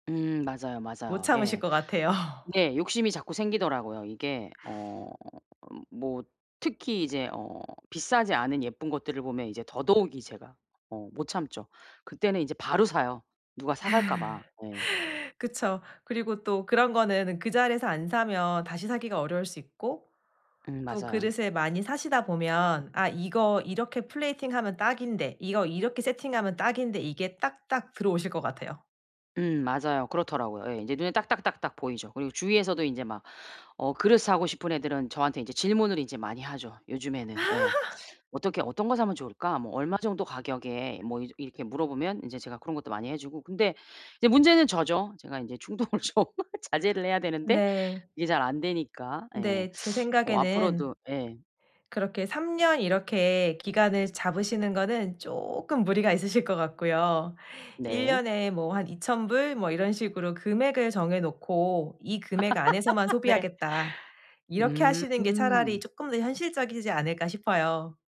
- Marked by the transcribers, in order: laughing while speaking: "같아요"; tapping; laugh; other background noise; laughing while speaking: "충동을 좀"; drawn out: "쪼끔"; laugh
- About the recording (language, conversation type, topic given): Korean, advice, 충동과 자동 반응을 더 잘 억제하려면 어떻게 해야 하나요?